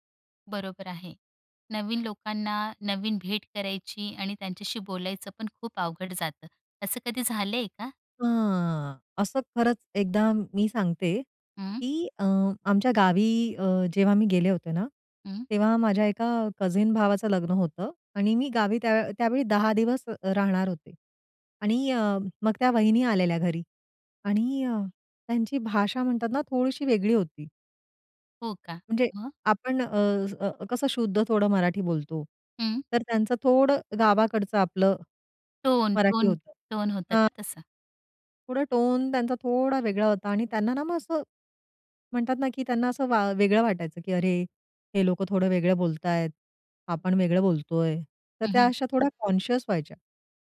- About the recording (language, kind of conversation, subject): Marathi, podcast, नवीन लोकांना सामावून घेण्यासाठी काय करायचे?
- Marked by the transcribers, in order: drawn out: "अ"; in English: "कझीन"; in English: "कॉन्शीयस"